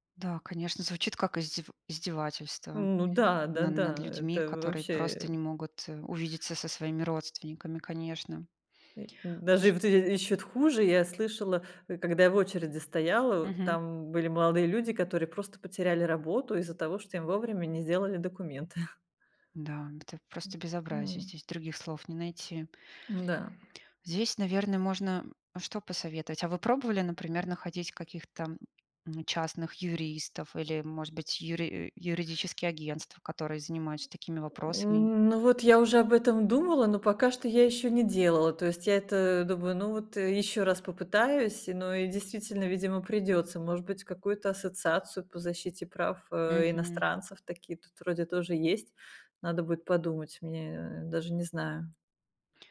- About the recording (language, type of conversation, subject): Russian, advice, С какими трудностями бюрократии и оформления документов вы столкнулись в новой стране?
- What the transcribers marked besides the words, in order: other background noise; tapping; chuckle